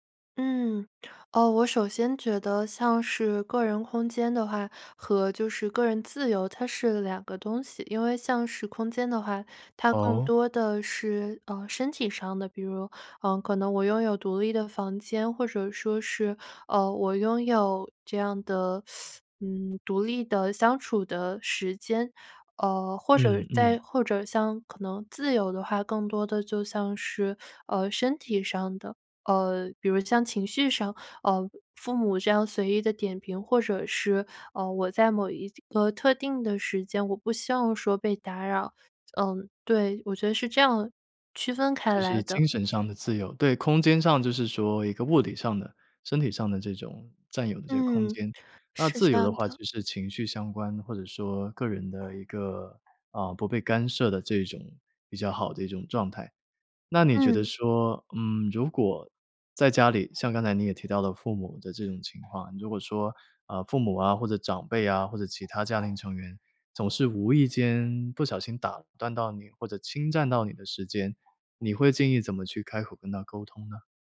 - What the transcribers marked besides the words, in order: teeth sucking; other background noise
- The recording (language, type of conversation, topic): Chinese, podcast, 如何在家庭中保留个人空间和自由？